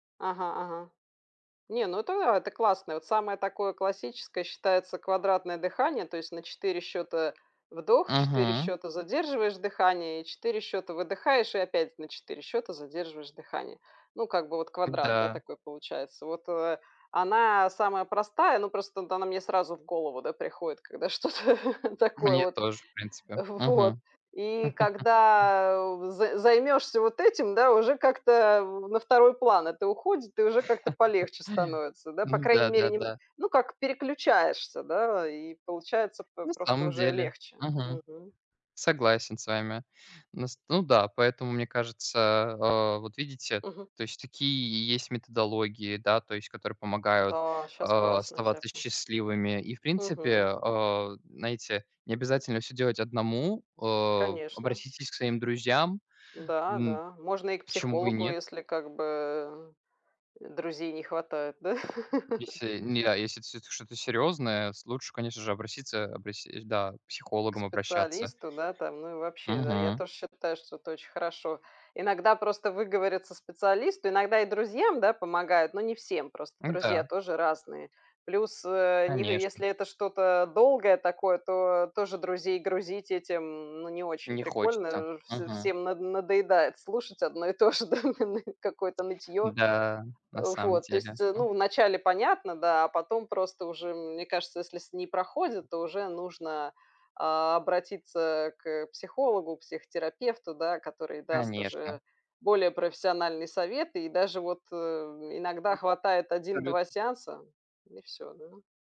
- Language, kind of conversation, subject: Russian, unstructured, Как ты понимаешь слово «счастье»?
- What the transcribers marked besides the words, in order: laughing while speaking: "что-то"; laughing while speaking: "В вот"; chuckle; other background noise; chuckle; laughing while speaking: "да"; laugh; unintelligible speech